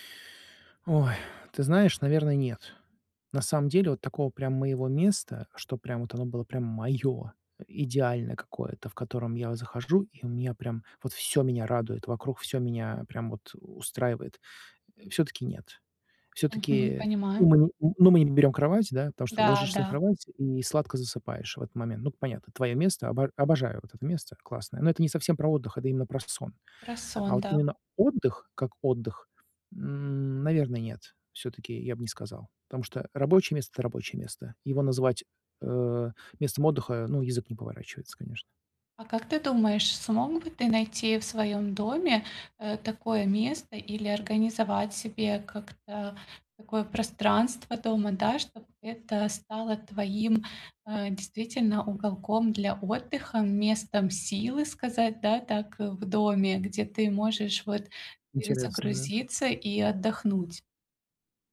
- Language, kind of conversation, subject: Russian, advice, Почему мне так трудно расслабиться и спокойно отдохнуть дома?
- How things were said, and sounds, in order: tapping